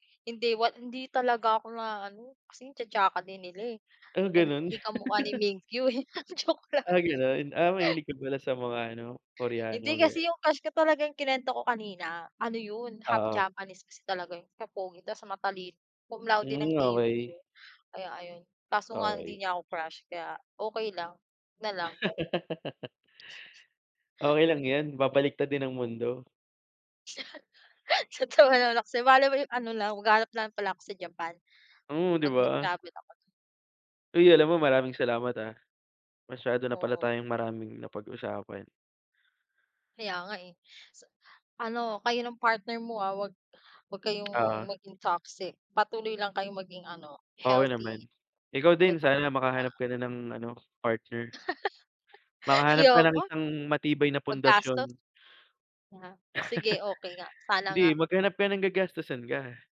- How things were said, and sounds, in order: laugh; laughing while speaking: "Ah, joke lang"; tapping; snort; other background noise; laugh; chuckle; laughing while speaking: "Natawa naman ako sayo"; unintelligible speech; laugh; chuckle
- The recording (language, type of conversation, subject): Filipino, unstructured, Paano mo ilalarawan ang isang magandang relasyon, at ano ang pinakamahalagang katangian na hinahanap mo sa isang kapareha?
- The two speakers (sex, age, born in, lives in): female, 25-29, Philippines, Philippines; male, 25-29, Philippines, Philippines